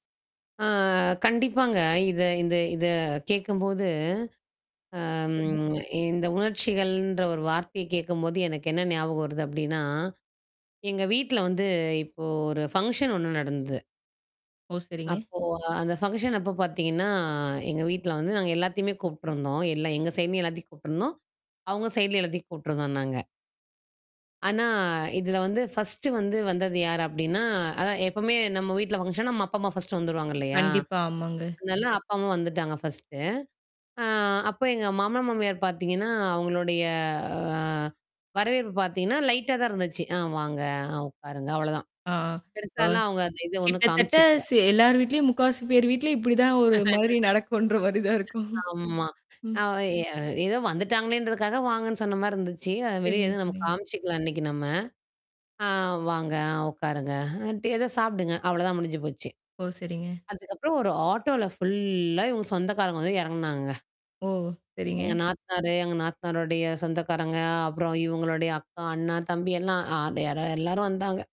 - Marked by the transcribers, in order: drawn out: "அ"; tapping; in English: "ஃபங்க்ஷன்"; in English: "ஃபங்க்ஷன்"; "சைட்லயும்" said as "சைமி"; in English: "சைட்லே"; in English: "ஃபர்ஸ்ட்டு"; in English: "ஃபங்ஷன்னா"; drawn out: "அ"; in English: "லைட்டா"; other noise; laugh; laughing while speaking: "நடக்குன்றமாரி தான் இருக்கும்"; unintelligible speech; distorted speech; in English: "ஃபுல்லா"
- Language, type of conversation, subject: Tamil, podcast, உங்கள் வீட்டில் உணர்ச்சிகளை எப்படிப் பகிர்ந்து கொள்கிறீர்கள்?